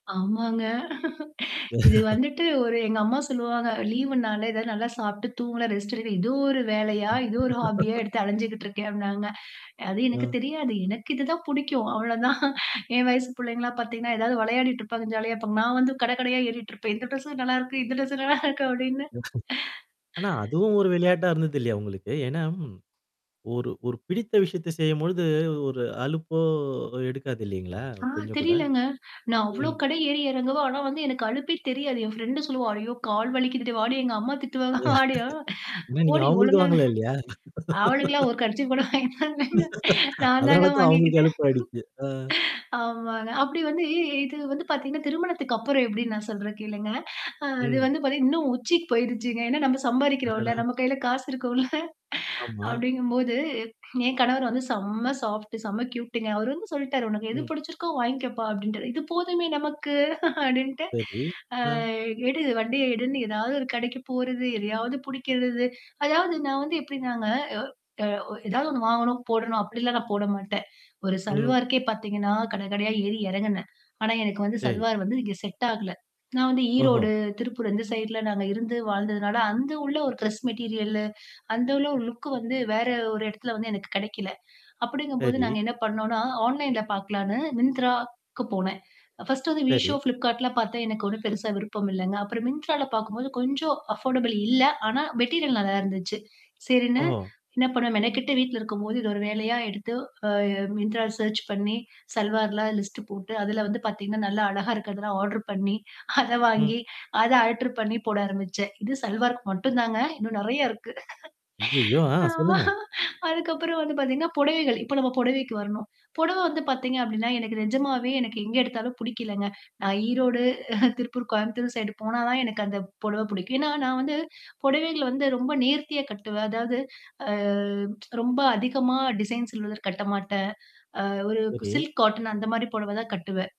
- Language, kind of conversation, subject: Tamil, podcast, ஒரு புதிய பொழுதுபோக்கை தொடங்கும்போது நீங்கள் எங்கே இருந்து தொடங்குவீர்கள்?
- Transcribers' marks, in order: static; laughing while speaking: "ஆமாங்க. இது வந்துட்டு ஒரு எங்க … நல்லா இருக்கு அப்டின்னு"; tapping; chuckle; in English: "ரெஸ்ட்டேடுக்கலாம்"; in English: "ஹாபியா"; chuckle; chuckle; other noise; in English: "ஃப்ரெண்ட்"; laughing while speaking: "ஏனா நீங்க அவங்களுக்கு வாங்கல இல்லையா?"; laughing while speaking: "திட்டுவங்க வாடி ஆ! போடி ஒழுங்கா … தாங்க வாங்கிக்கிட்டேன். ஆமாங்க"; distorted speech; laughing while speaking: "அதனால தான் அவங்களுக்கு அலுப்ப ஆயிடுச்சு. அ"; laughing while speaking: "உச்சிக்கு போயுருச்சுங்க. ஏன்னா நம்ம சம்பாரிக்கிறோம்ல. நம்ம கையில காசு இருக்கும்ல"; in English: "செம்ம சாஃப்ட்டு, செம்ம கியூட்டுங்க"; laughing while speaking: "நமக்கு அப்டின்ட்டு"; in English: "சல்வாருக்கே"; in English: "சல்வார்"; in English: "கிரெஸ்"; in English: "லுக்"; in English: "ஆன்லைன்ல"; other background noise; in English: "அஃபர்டபிள்"; in English: "மெட்டீரியல்"; in English: "சர்ச்"; in English: "சல்வார்லாம் லிஸ்ட்ட்"; in English: "ஆர்டர்"; chuckle; in English: "அல்டெர்"; in English: "சல்வார்க்கு"; laughing while speaking: "இருக்கு. ஆமா, அதுக்கப்புறம் வந்து பாத்தீங்கன்னா"; laughing while speaking: "ஈரோடு, திருப்பூர்"; tsk; in English: "டிசைன்"; "உள்ளத" said as "சில்வதர்"; in English: "சில்க் காார்டன்"